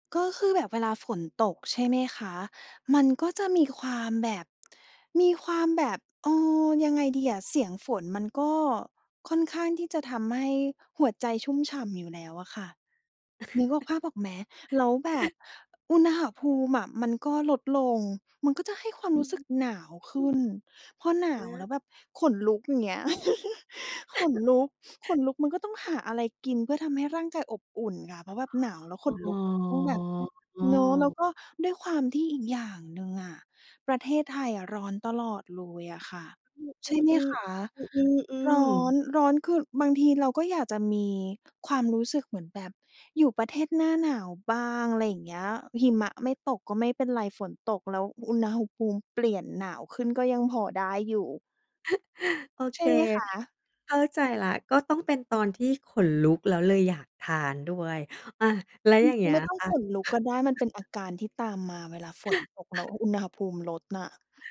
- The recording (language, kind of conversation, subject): Thai, podcast, ช่วงฝนตกคุณชอบกินอะไรเพื่อให้รู้สึกสบายใจ?
- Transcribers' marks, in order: chuckle; chuckle; chuckle; unintelligible speech; chuckle